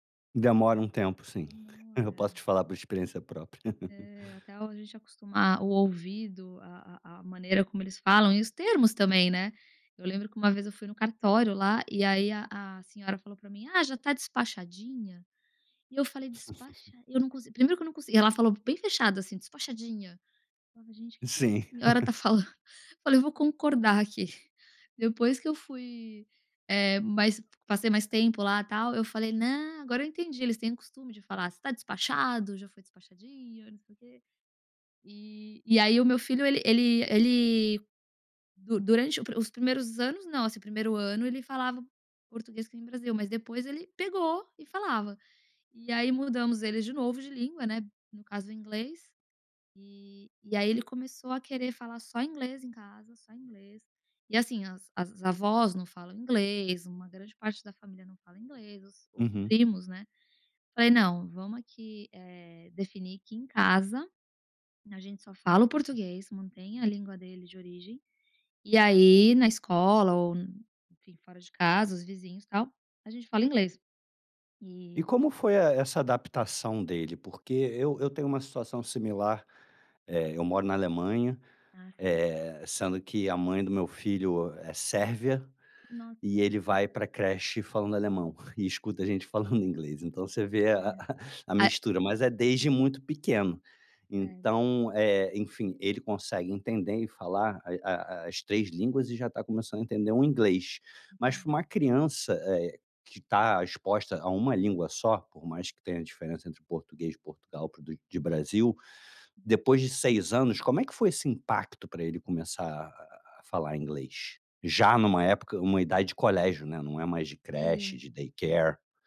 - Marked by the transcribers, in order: chuckle; chuckle; chuckle; unintelligible speech; in English: "daycare"
- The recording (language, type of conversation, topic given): Portuguese, podcast, Como escolher qual língua falar em família?